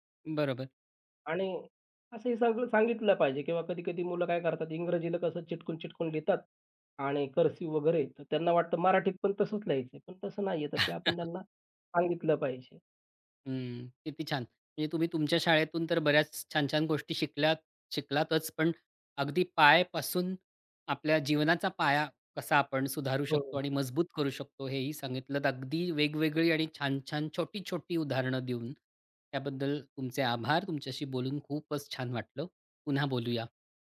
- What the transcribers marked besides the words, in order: other background noise; in English: "कर्सिव"; chuckle
- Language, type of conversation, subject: Marathi, podcast, शाळेत शिकलेलं आजच्या आयुष्यात कसं उपयोगी पडतं?